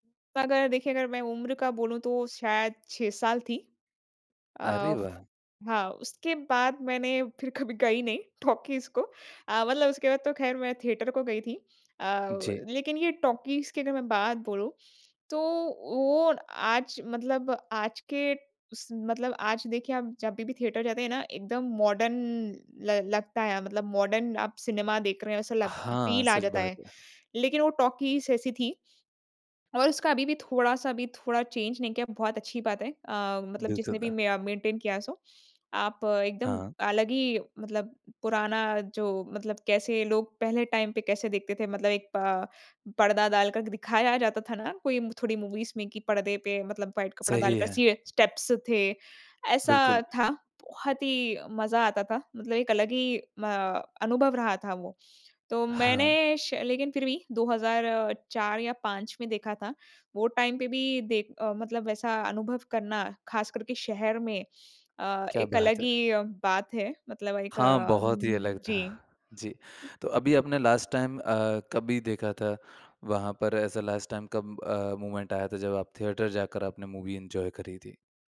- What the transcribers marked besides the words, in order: laughing while speaking: "कभी गई नहीं"; in English: "मॉडर्न"; in English: "मॉडर्न"; in English: "फ़ील"; in English: "चेंज़"; unintelligible speech; in English: "मेंटेन"; in English: "टाइम"; in English: "मूवीज़"; in English: "व्हाइट"; in English: "स्टेप्स"; in English: "टाइम"; tapping; in English: "लास्ट टाइम"; in English: "लास्ट टाइम"; in English: "मूवमेंट"; in English: "मूवी एन्जॉय"
- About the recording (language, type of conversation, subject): Hindi, podcast, पुराने समय में सिनेमा देखने का मज़ा आज के मुकाबले कैसे अलग था?